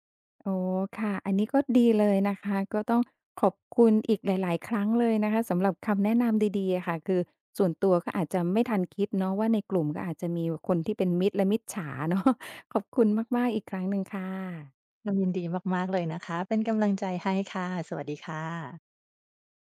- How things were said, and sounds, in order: tapping; laughing while speaking: "เนาะ"; unintelligible speech; other background noise
- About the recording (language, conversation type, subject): Thai, advice, คุณรับมือกับความรู้สึกว่างเปล่าและไม่มีเป้าหมายหลังจากลูกโตแล้วอย่างไร?